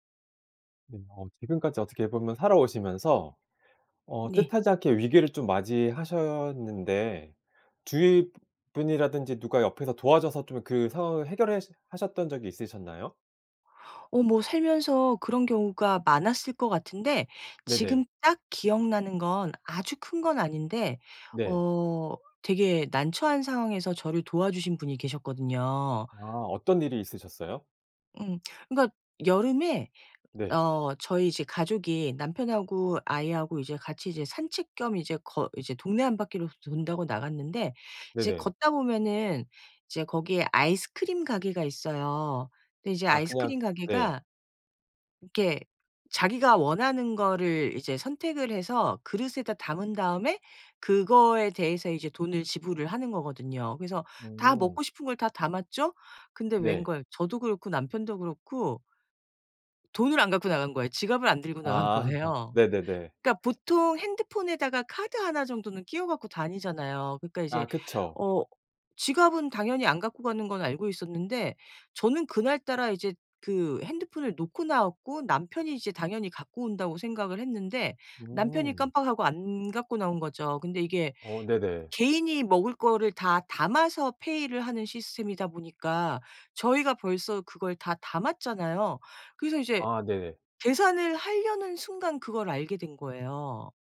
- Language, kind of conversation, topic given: Korean, podcast, 위기에서 누군가 도와준 일이 있었나요?
- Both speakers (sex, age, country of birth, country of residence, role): female, 50-54, South Korea, United States, guest; male, 40-44, South Korea, South Korea, host
- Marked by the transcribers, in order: other background noise; laughing while speaking: "아"; laughing while speaking: "나간 거예요"; in English: "페이를"